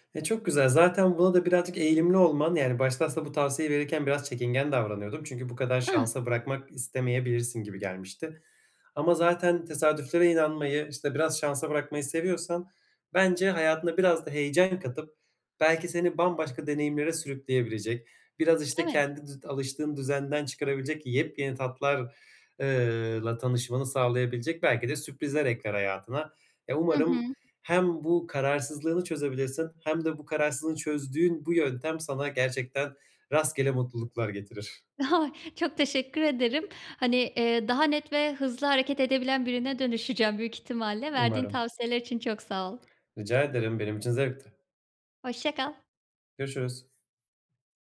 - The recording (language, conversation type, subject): Turkish, advice, Seçenek çok olduğunda daha kolay nasıl karar verebilirim?
- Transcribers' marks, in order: other background noise; laughing while speaking: "Ha!"